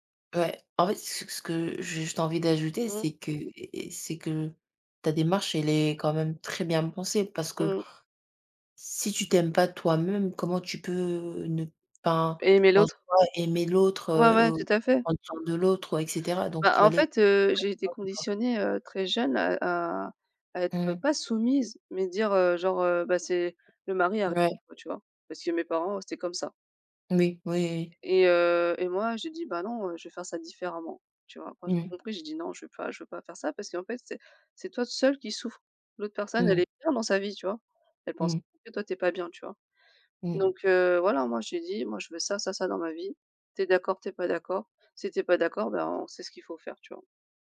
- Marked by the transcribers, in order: unintelligible speech
- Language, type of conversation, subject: French, unstructured, Penses-tu que tout le monde mérite une seconde chance ?